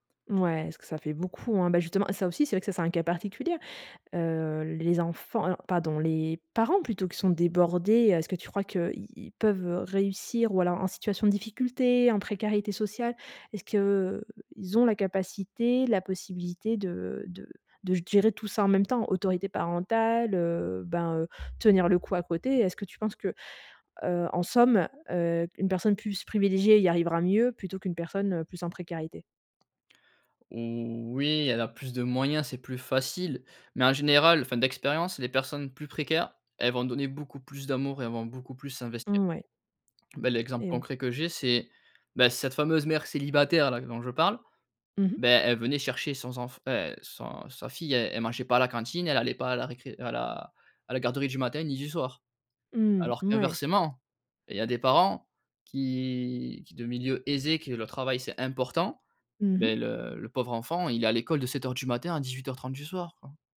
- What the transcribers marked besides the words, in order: tapping; stressed: "facile"; stressed: "important"
- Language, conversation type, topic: French, podcast, Comment la notion d’autorité parentale a-t-elle évolué ?